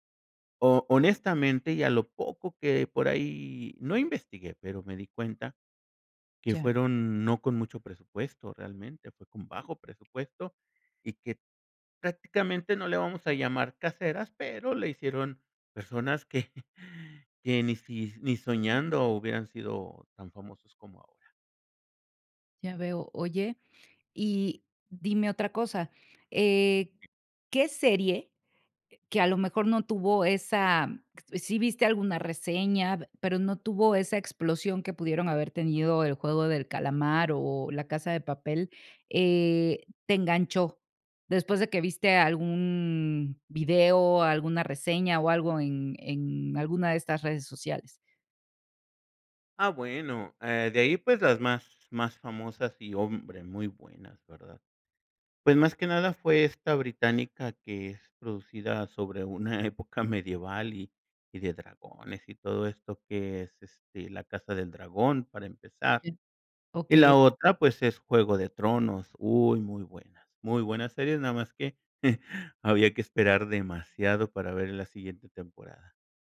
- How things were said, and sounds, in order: laughing while speaking: "que"; other noise; laughing while speaking: "época"; chuckle
- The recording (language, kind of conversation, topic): Spanish, podcast, ¿Cómo influyen las redes sociales en la popularidad de una serie?